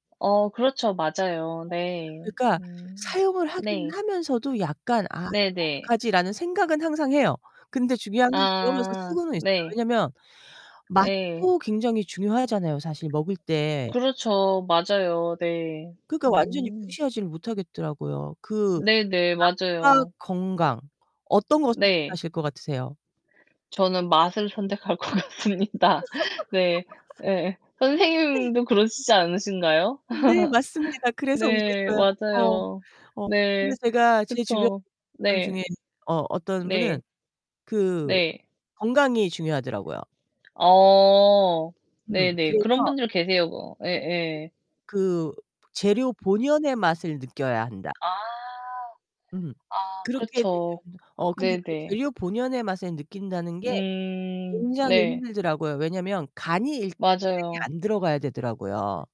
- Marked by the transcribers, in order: tapping; distorted speech; other background noise; laughing while speaking: "선택할 것 같습니다"; laugh; laughing while speaking: "네. 맞습니다. 그래서 웃었어요"; laugh
- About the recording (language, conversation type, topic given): Korean, unstructured, 음식을 준비할 때 가장 중요하다고 생각하는 점은 무엇인가요?